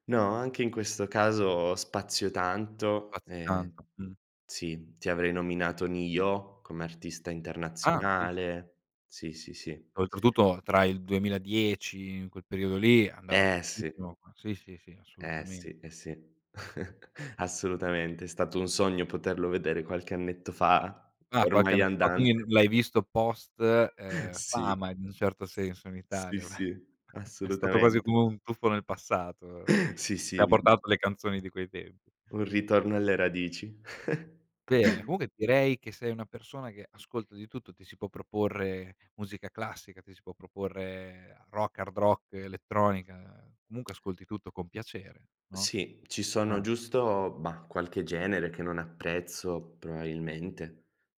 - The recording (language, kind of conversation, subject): Italian, podcast, Come il tuo ambiente familiare ha influenzato il tuo gusto musicale?
- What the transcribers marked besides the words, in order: chuckle; chuckle; chuckle; laughing while speaking: "È"; chuckle; chuckle; "probabilmente" said as "proabilmente"